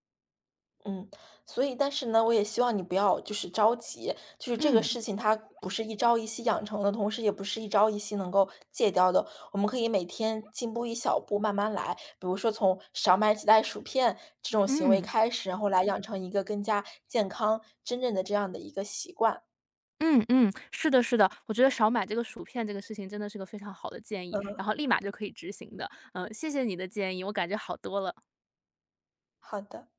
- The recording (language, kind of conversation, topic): Chinese, advice, 情绪化时想吃零食的冲动该怎么控制？
- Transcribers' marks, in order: none